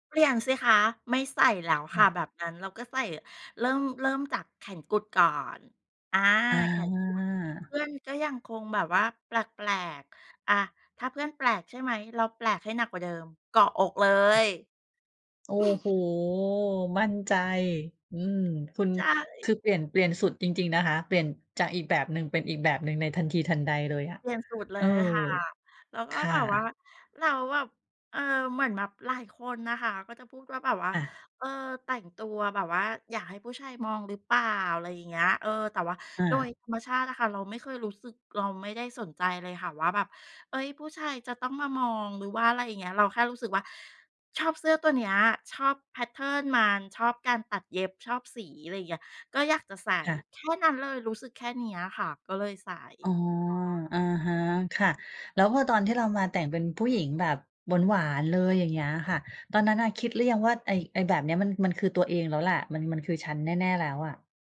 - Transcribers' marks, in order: chuckle; in English: "แพตเทิร์น"; unintelligible speech
- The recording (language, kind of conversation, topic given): Thai, podcast, สไตล์การแต่งตัวที่ทำให้คุณรู้สึกว่าเป็นตัวเองเป็นแบบไหน?